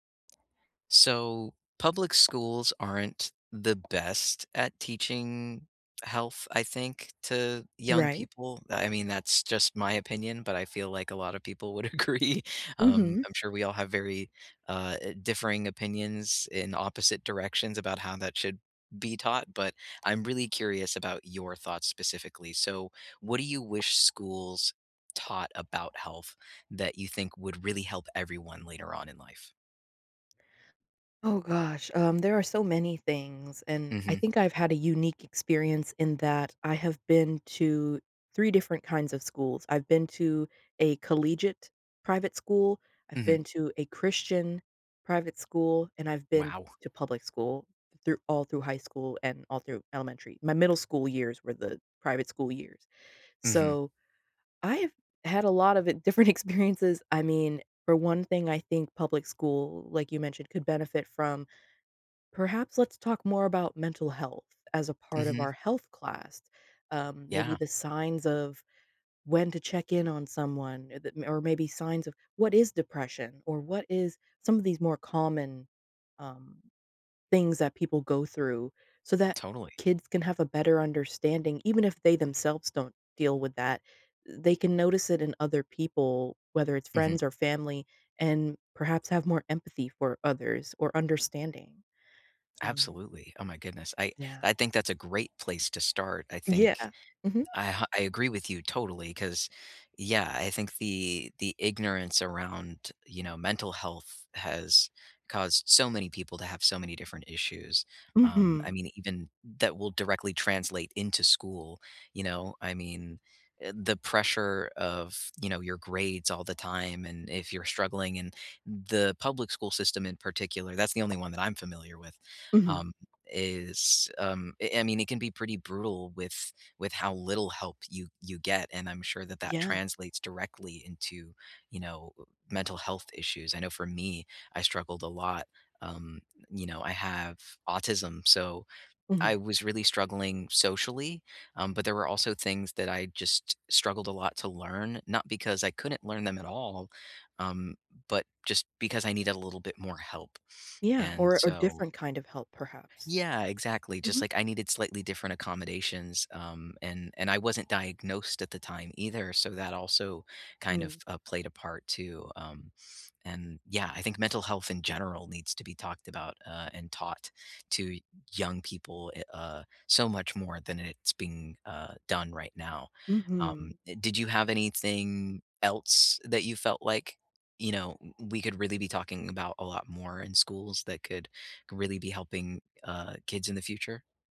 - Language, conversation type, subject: English, unstructured, What health skills should I learn in school to help me later?
- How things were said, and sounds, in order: tapping; laughing while speaking: "agree"; laughing while speaking: "different experiences"